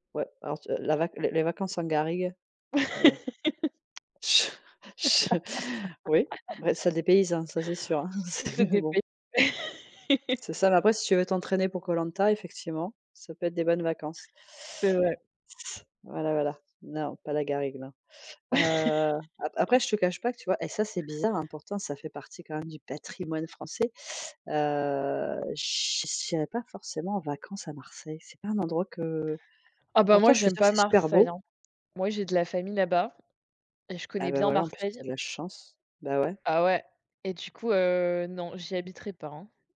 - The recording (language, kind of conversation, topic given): French, unstructured, Préférez-vous partir en vacances à l’étranger ou faire des découvertes près de chez vous ?
- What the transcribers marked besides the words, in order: laugh; tapping; laughing while speaking: "Je je"; laugh; laughing while speaking: "Ça dépay"; laughing while speaking: "hein, c' mais bon !"; other background noise; other noise; laugh; stressed: "patrimoine"; drawn out: "Heu"; stressed: "chance"